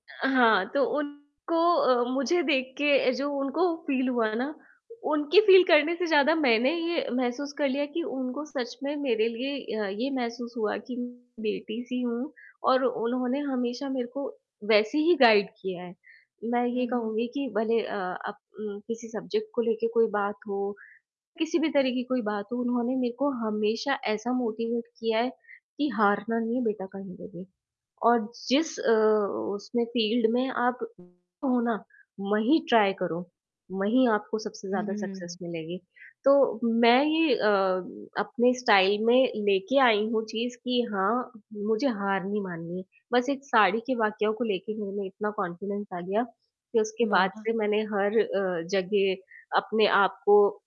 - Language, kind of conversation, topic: Hindi, podcast, किस घटना ने आपका स्टाइल सबसे ज़्यादा बदला?
- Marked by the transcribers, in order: static; distorted speech; in English: "फ़ील"; in English: "फ़ील"; in English: "गाइड"; in English: "सब्जेक्ट"; in English: "मोटिवेट"; in English: "फ़ील्ड"; in English: "ट्राई"; in English: "सक्सेस"; in English: "स्टाइल"; in English: "कॉन्फिडेंस"